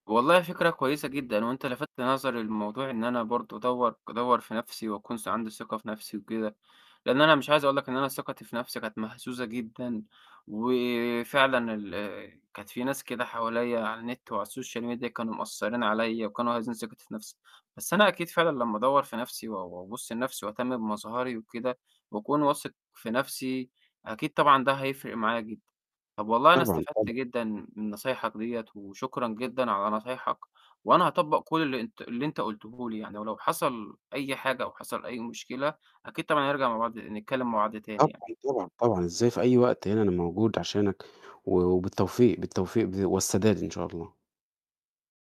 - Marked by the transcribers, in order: in English: "الSocial Media"
- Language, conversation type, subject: Arabic, advice, إزاي بتتعامل مع التوتر اللي بتحسه لما تحس إن شكلك مش متماشي مع الشخص اللي نفسك تبقى عليه؟